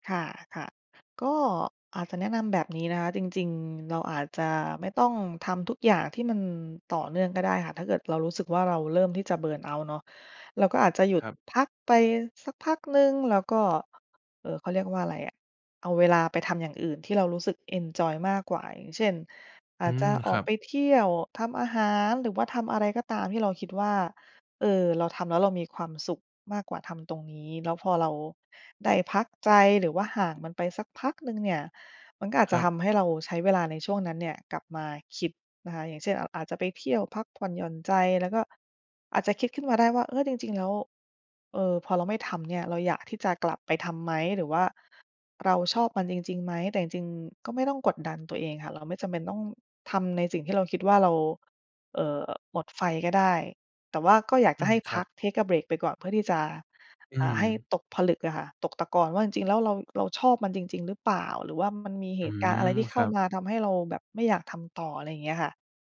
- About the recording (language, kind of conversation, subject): Thai, advice, ทำอย่างไรดีเมื่อหมดแรงจูงใจทำงานศิลปะที่เคยรัก?
- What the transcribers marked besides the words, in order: other background noise; in English: "เบิร์นเอาต์"; in English: "เอนจอย"; in English: "take a break"